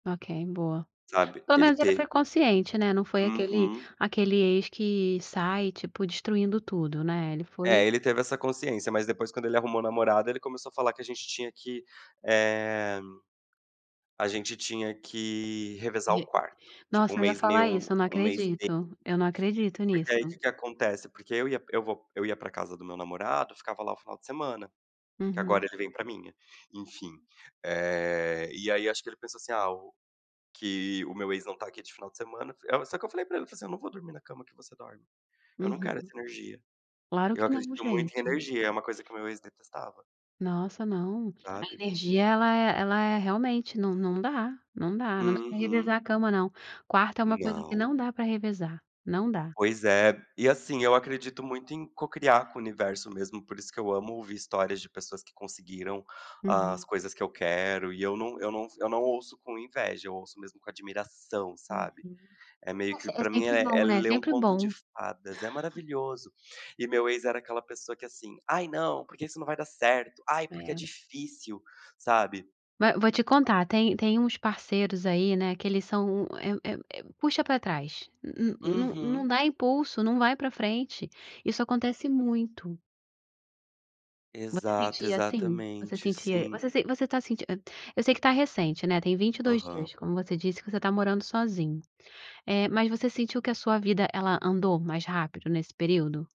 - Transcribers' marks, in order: other background noise
- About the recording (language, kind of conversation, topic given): Portuguese, podcast, O que faz você se sentir em casa em um imóvel alugado?